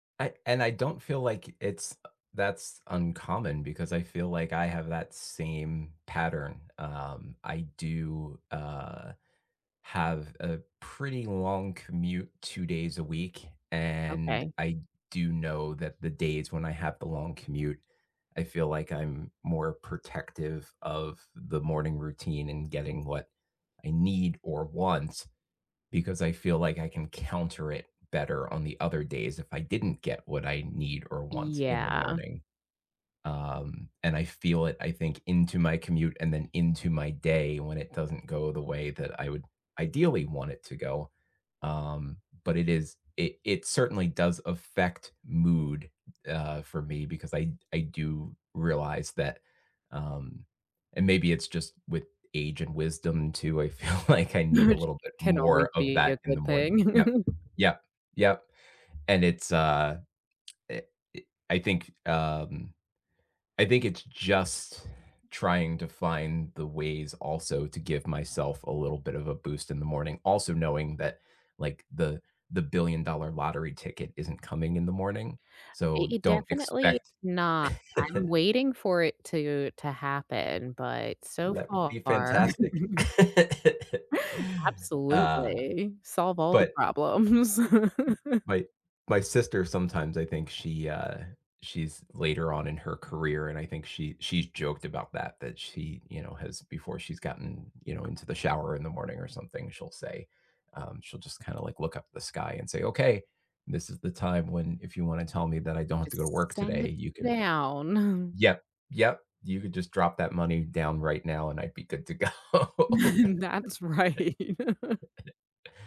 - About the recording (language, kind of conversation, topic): English, unstructured, What is your favorite way to start the day?
- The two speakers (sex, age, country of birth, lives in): female, 40-44, United States, United States; male, 45-49, United States, United States
- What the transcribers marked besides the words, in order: other background noise; laughing while speaking: "I feel"; laughing while speaking: "Which"; laugh; lip smack; laugh; laugh; laugh; laugh; chuckle; laugh; laughing while speaking: "That's right"; laughing while speaking: "go"; laugh